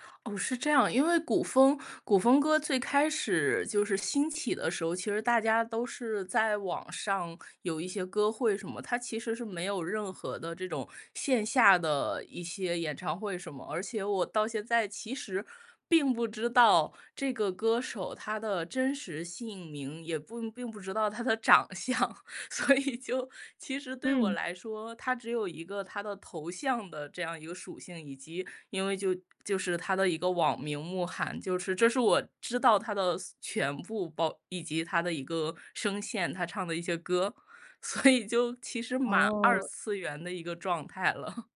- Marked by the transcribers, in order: laughing while speaking: "长相。所以就"; laughing while speaking: "所以就"; chuckle
- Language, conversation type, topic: Chinese, podcast, 你能和我们分享一下你的追星经历吗？